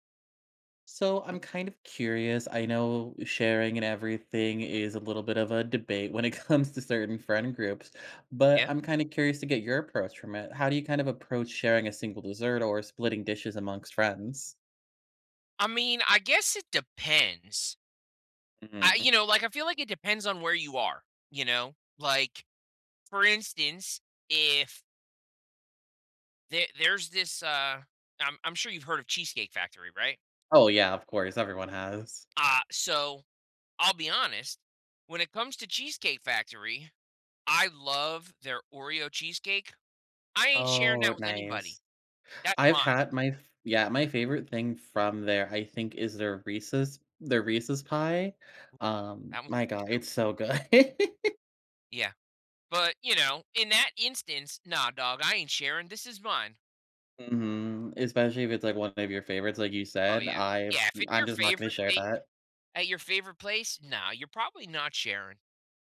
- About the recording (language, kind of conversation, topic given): English, unstructured, How should I split a single dessert or shared dishes with friends?
- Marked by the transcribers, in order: laughing while speaking: "comes"; tapping; laughing while speaking: "good"; laugh; other background noise